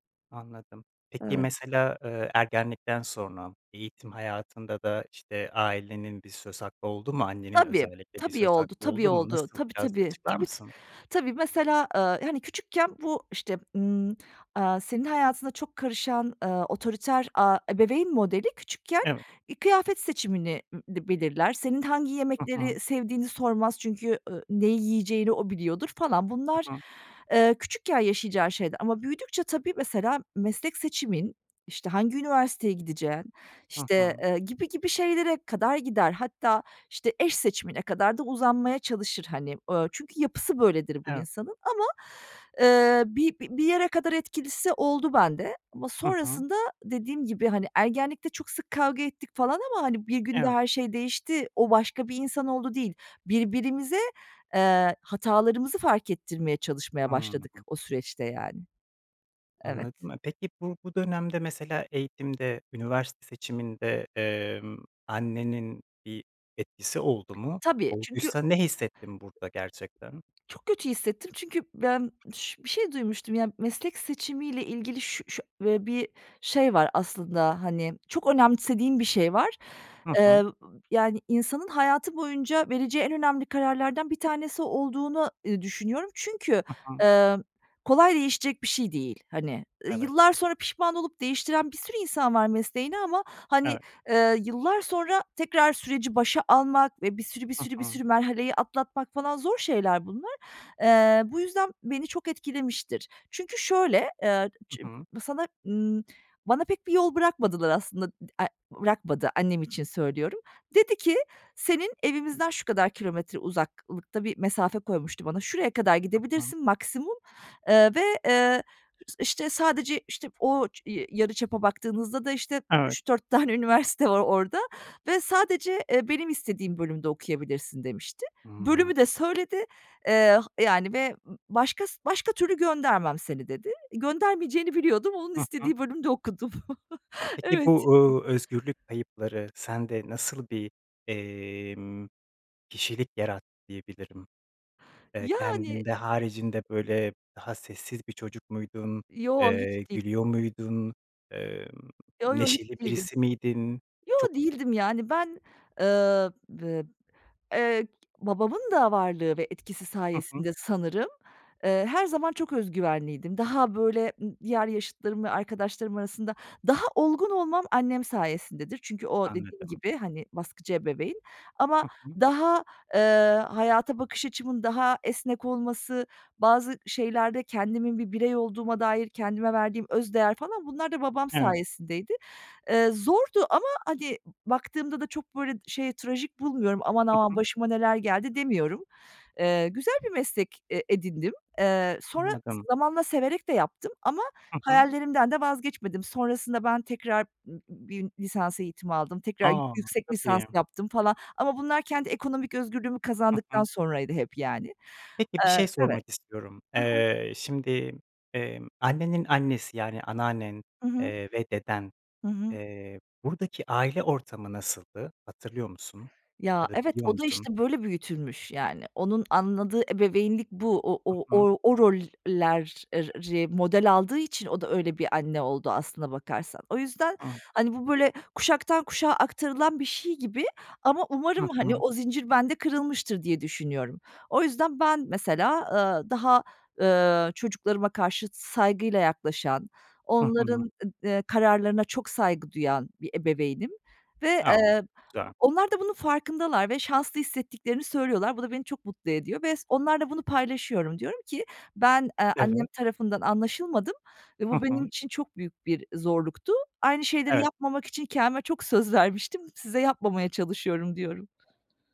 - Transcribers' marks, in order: other noise; other background noise; laughing while speaking: "tane üniversite var orada"; chuckle; tapping
- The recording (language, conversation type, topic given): Turkish, podcast, Ailenizin beklentileri seçimlerinizi nasıl etkiledi?